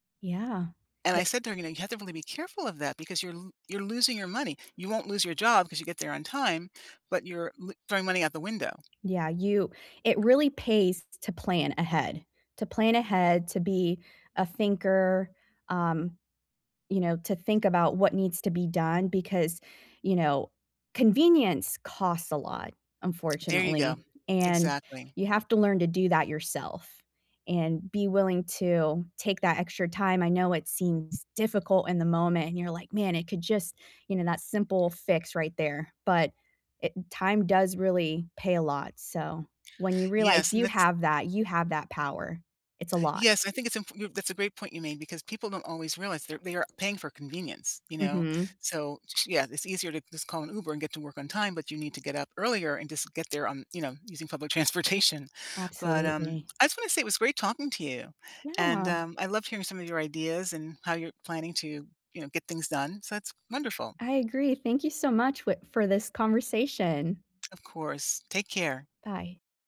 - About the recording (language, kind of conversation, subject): English, unstructured, How can I balance saving for the future with small treats?
- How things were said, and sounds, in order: tapping; other background noise; laughing while speaking: "transportation"